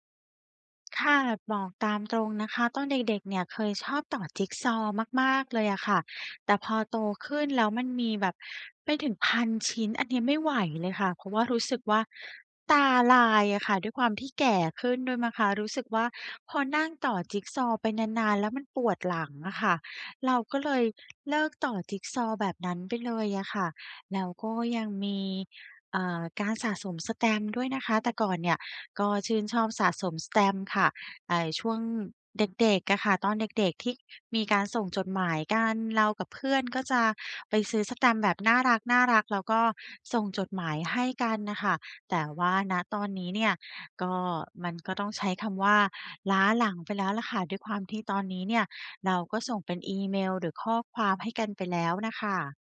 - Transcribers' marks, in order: none
- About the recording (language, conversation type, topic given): Thai, advice, ฉันจะเริ่มค้นหาความชอบส่วนตัวของตัวเองได้อย่างไร?